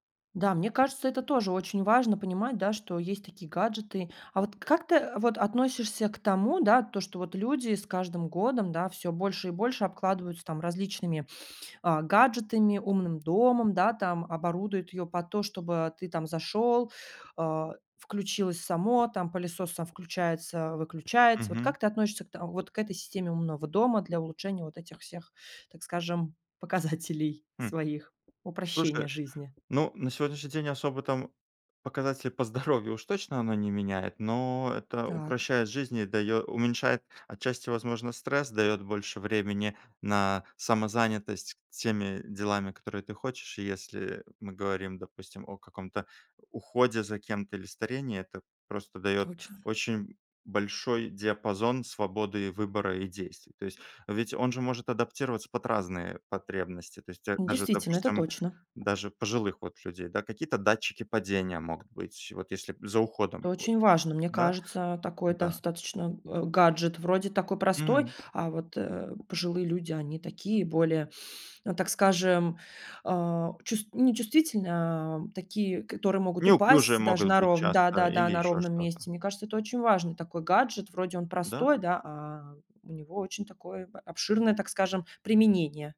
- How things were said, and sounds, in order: laughing while speaking: "показателей"; laugh; laughing while speaking: "по здоровью"; tapping
- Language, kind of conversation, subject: Russian, podcast, Как технологии изменят процесс старения и уход за пожилыми людьми?